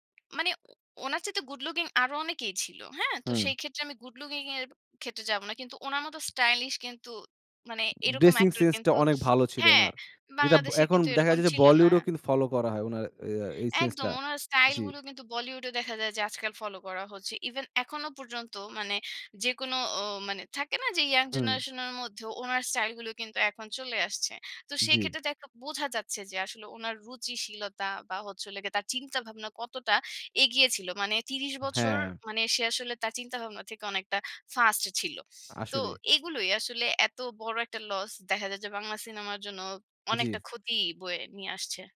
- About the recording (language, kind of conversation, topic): Bengali, podcast, বাংলা সিনেমার নতুন ধারা সম্পর্কে আপনার মতামত কী?
- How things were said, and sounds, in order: in English: "ড্রেসিং সেন্স"